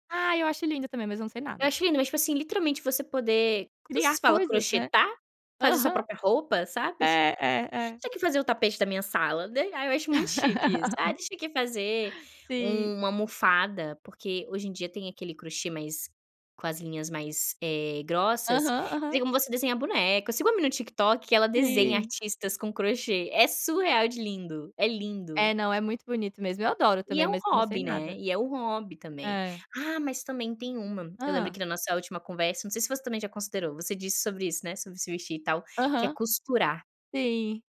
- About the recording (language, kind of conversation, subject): Portuguese, unstructured, Como um hobby mudou a sua vida para melhor?
- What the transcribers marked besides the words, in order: chuckle; laugh